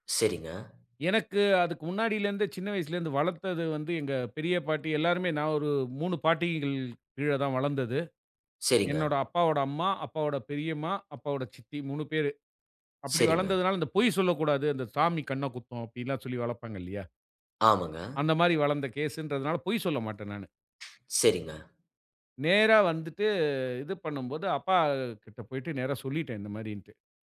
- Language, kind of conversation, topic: Tamil, podcast, மன்னிப்பு உங்கள் வாழ்க்கைக்கு எப்படி வந்தது?
- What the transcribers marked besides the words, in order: tapping; other noise